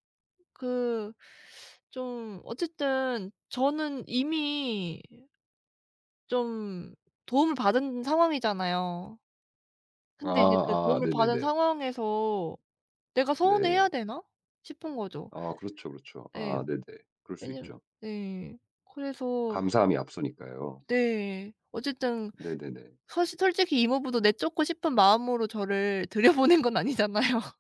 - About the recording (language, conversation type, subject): Korean, advice, 함께 살던 집에서 나가야 할 때 현실적·감정적 부담을 어떻게 감당하면 좋을까요?
- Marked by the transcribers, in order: laughing while speaking: "들여보낸 건 아니잖아요"